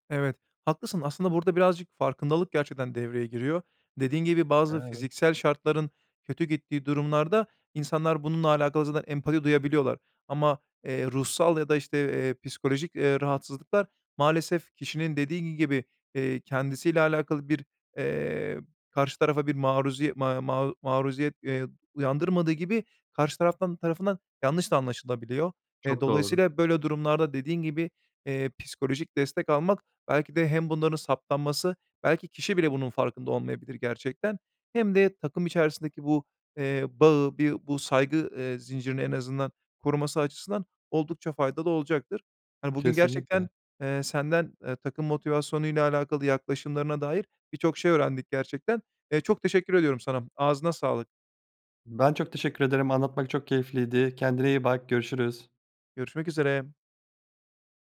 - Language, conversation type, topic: Turkish, podcast, Motivasyonu düşük bir takımı nasıl canlandırırsın?
- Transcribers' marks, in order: none